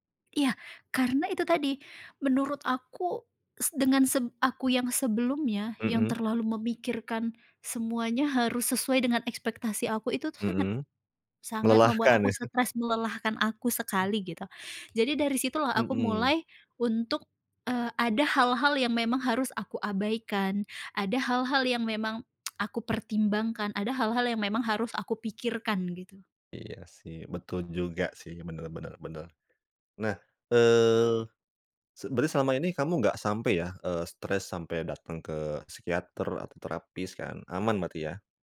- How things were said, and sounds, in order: laughing while speaking: "iya?"; tsk
- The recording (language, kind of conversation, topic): Indonesian, podcast, Bagaimana cara kamu mengelola stres sehari-hari?